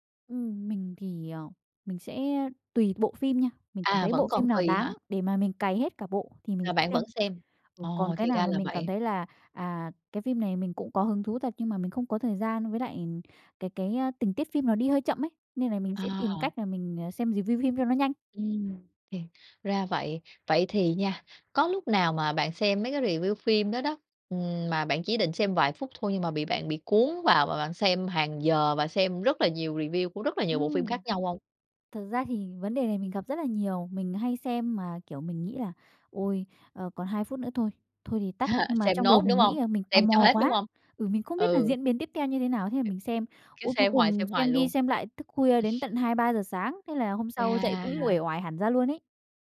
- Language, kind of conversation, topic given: Vietnamese, podcast, Bạn thấy thuật toán ảnh hưởng đến gu xem của mình như thế nào?
- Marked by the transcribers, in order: tapping; in English: "review"; other background noise; in English: "review"; in English: "review"; chuckle; chuckle